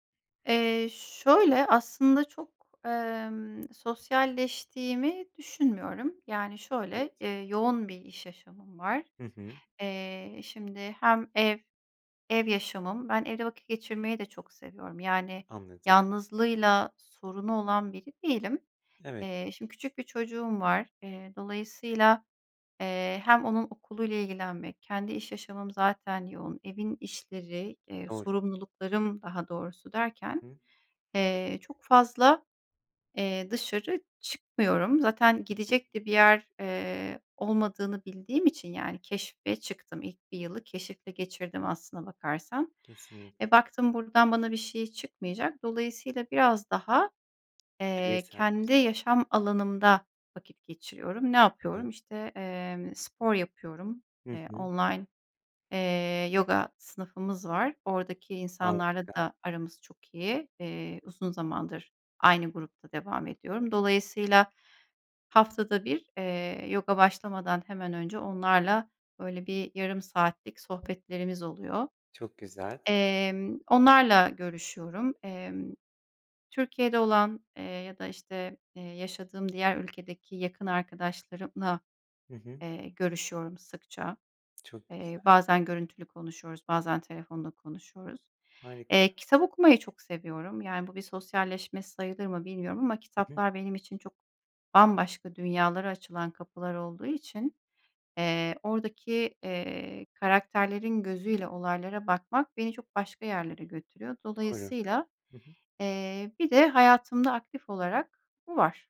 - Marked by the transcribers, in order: tapping; other background noise; unintelligible speech; unintelligible speech; unintelligible speech
- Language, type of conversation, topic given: Turkish, advice, Yeni bir şehre taşındığımda yalnızlıkla nasıl başa çıkıp sosyal çevre edinebilirim?